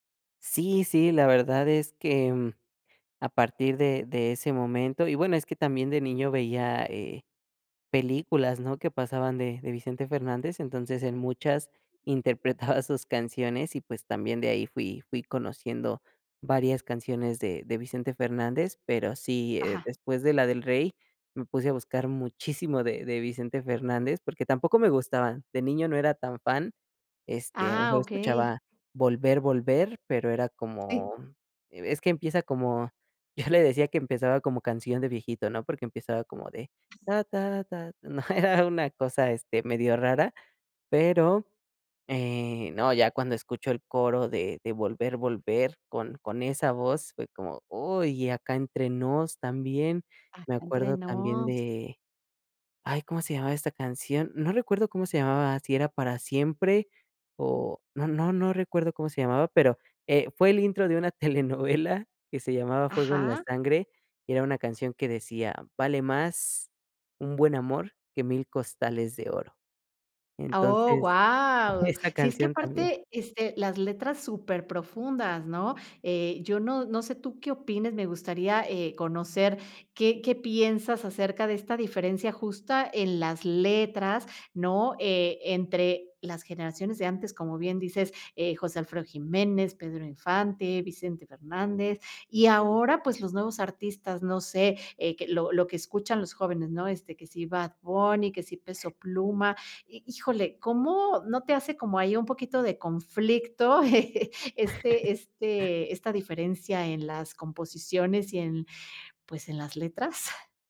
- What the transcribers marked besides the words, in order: other background noise; humming a tune; laughing while speaking: "telenovela"; laughing while speaking: "esa"; chuckle
- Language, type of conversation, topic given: Spanish, podcast, ¿Qué canción te conecta con tu cultura?